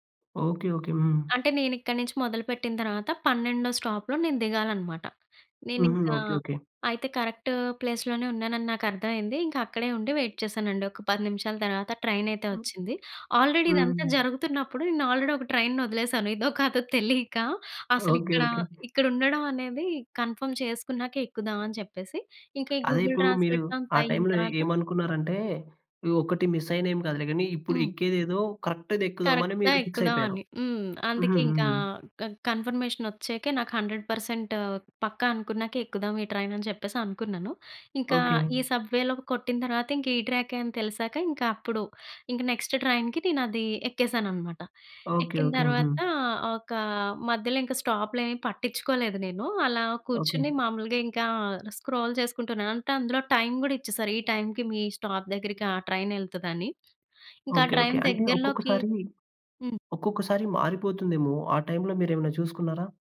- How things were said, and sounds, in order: in English: "కరెక్ట్ ప్లేస్‌లోనే"; in English: "వెయిట్"; in English: "ట్రైన్"; in English: "ఆల్రెడీ"; in English: "ఆల్రెడీ"; in English: "ట్రైన్‌ని"; in English: "కన్ఫర్మ్"; in English: "ట్రాన్స్లేట్"; in English: "మిస్"; in English: "కరెక్ట్‌ది"; in English: "కరెక్ట్‌గా"; in English: "ఫిక్స్"; in English: "కన్ఫర్మేషన్"; in English: "హండ్రెడ్ పర్సెంట్"; in English: "ట్రైన్"; in English: "ట్రాకె"; in English: "నెక్స్ట్ ట్రైన్‍కి"; in English: "స్క్రోల్"; in English: "ట్రైన్"; in English: "ట్రైన్"
- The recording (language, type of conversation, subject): Telugu, podcast, అనుకోకుండా దారి తప్పిపోయినప్పుడు మీరు సాధారణంగా ఏమి చేస్తారు?